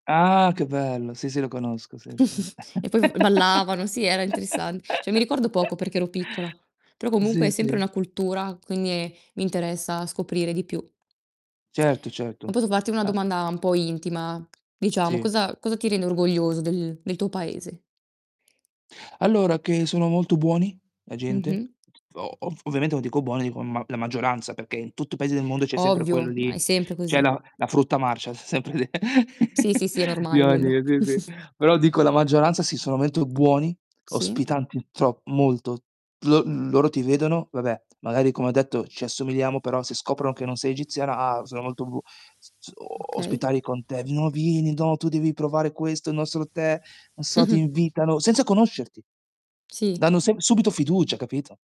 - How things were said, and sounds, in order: tapping; chuckle; distorted speech; "cioè" said as "Ceh"; chuckle; other background noise; "Sì" said as "Zi"; "quindi" said as "quinni"; "posso" said as "pozo"; laughing while speaking: "lì"; chuckle; unintelligible speech; chuckle; static; chuckle
- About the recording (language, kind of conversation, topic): Italian, unstructured, Che cosa ti rende orgoglioso del tuo paese?